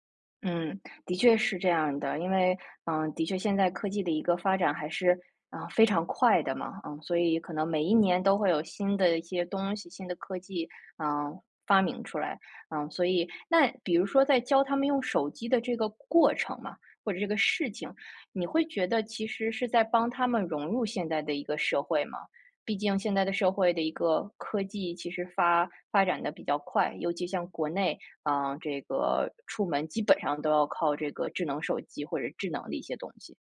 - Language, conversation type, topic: Chinese, podcast, 你会怎么教父母用智能手机，避免麻烦？
- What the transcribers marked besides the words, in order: stressed: "过程"; stressed: "事情"